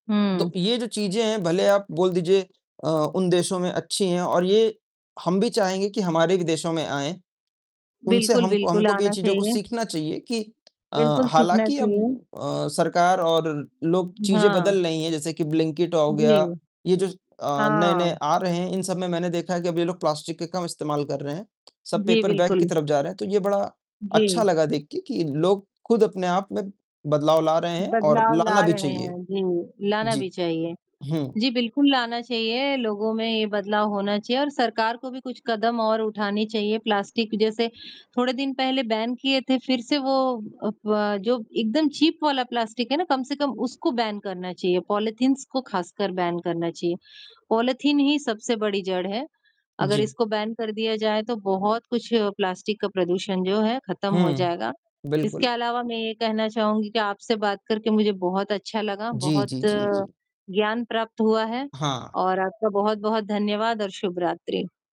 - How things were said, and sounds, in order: static; distorted speech; in English: "प्लास्टिक"; other background noise; in English: "पेपर बैग"; in English: "बैन"; in English: "चीप"; in English: "बैन"; in English: "पॉलीथींस"; in English: "बैन"; in English: "बैन"
- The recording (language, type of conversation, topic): Hindi, unstructured, प्लास्टिक प्रदूषण से प्रकृति को कितना नुकसान होता है?